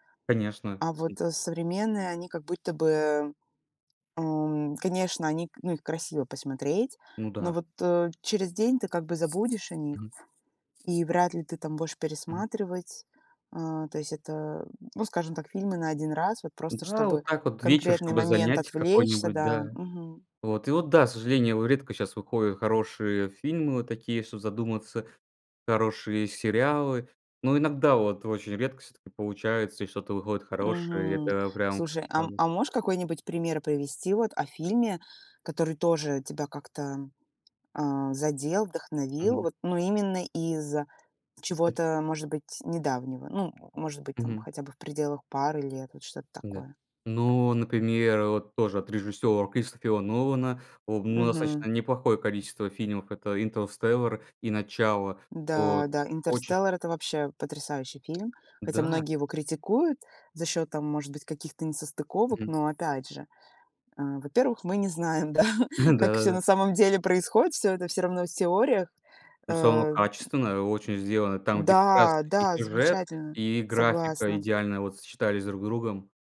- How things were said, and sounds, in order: tapping; other background noise; chuckle
- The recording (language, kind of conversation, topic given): Russian, podcast, О каком фильме, который сильно вдохновил вас, вы могли бы рассказать?